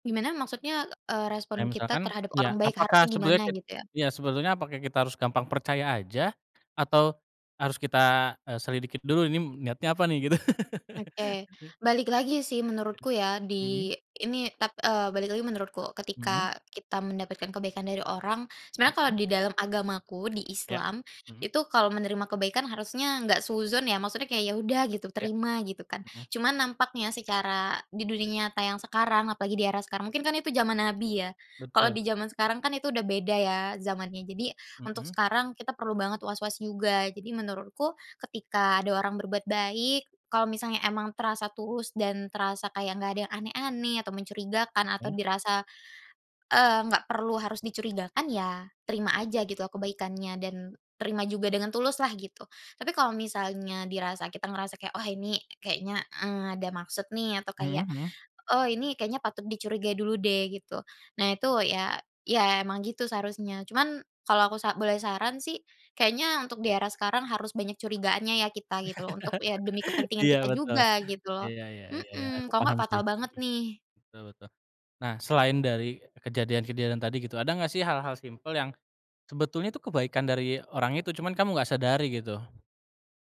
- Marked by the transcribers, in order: chuckle; other background noise; chuckle
- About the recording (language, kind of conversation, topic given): Indonesian, podcast, Pernahkah kamu menerima kebaikan tak terduga dari orang asing, dan bagaimana ceritanya?